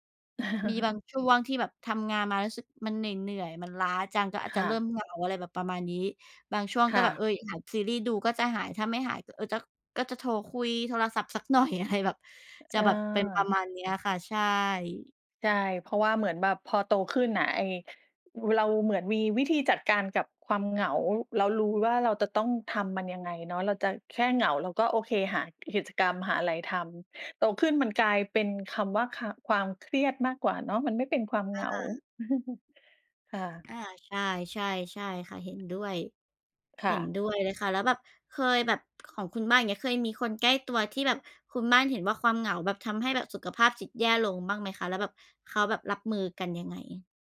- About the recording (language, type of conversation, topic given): Thai, unstructured, คุณคิดว่าความเหงาส่งผลต่อสุขภาพจิตอย่างไร?
- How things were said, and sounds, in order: chuckle; laughing while speaking: "หน่อย อะไร"; other background noise; chuckle